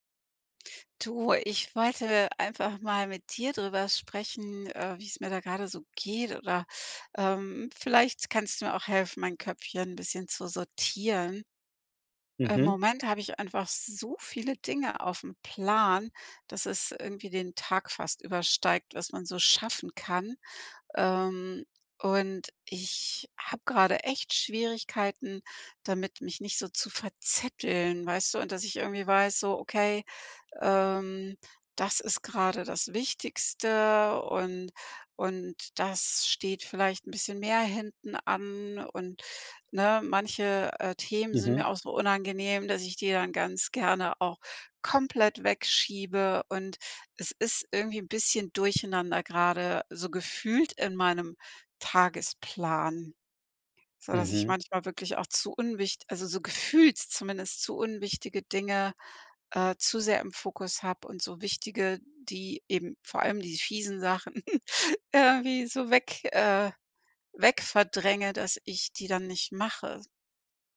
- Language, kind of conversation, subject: German, advice, Wie kann ich dringende und wichtige Aufgaben sinnvoll priorisieren?
- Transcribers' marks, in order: stressed: "so"; tapping; other background noise; chuckle; laughing while speaking: "irgendwie so weg"